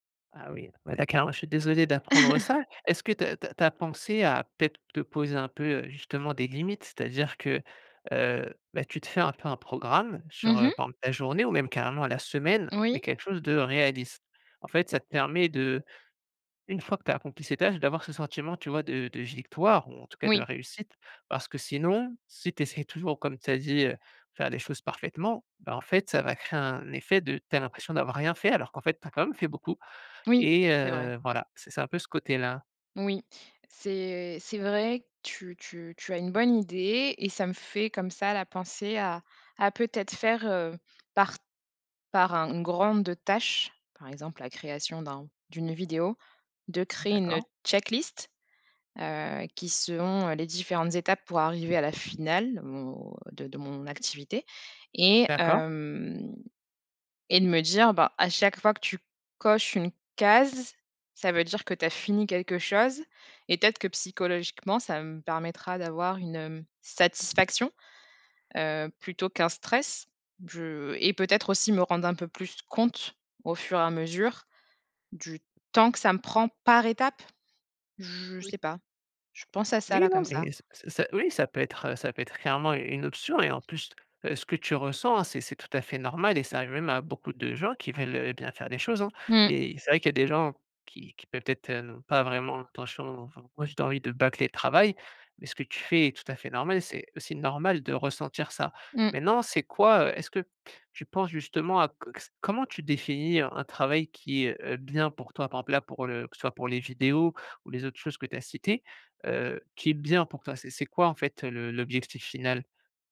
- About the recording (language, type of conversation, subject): French, advice, Comment le perfectionnisme bloque-t-il l’avancement de tes objectifs ?
- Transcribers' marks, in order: chuckle; tapping; stressed: "bien"